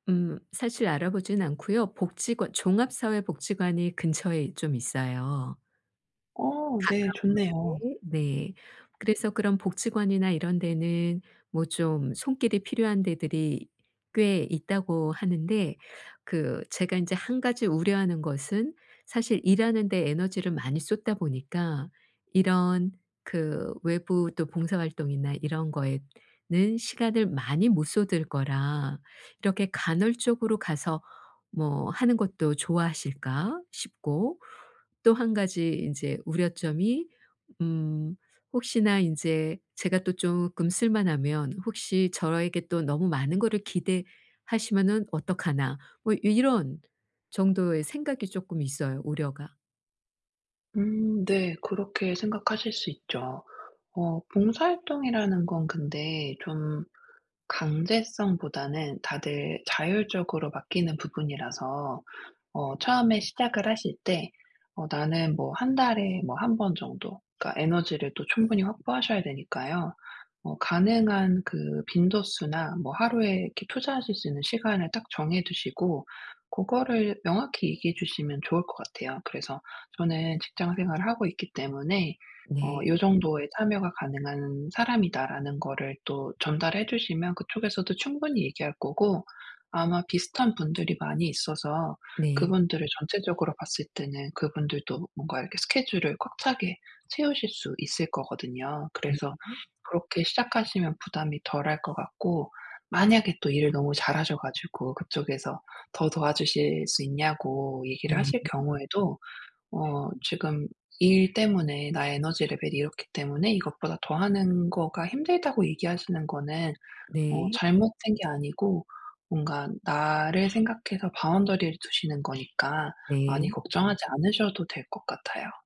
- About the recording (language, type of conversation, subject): Korean, advice, 지역사회에 참여해 소속감을 느끼려면 어떻게 해야 하나요?
- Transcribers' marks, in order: other background noise; tapping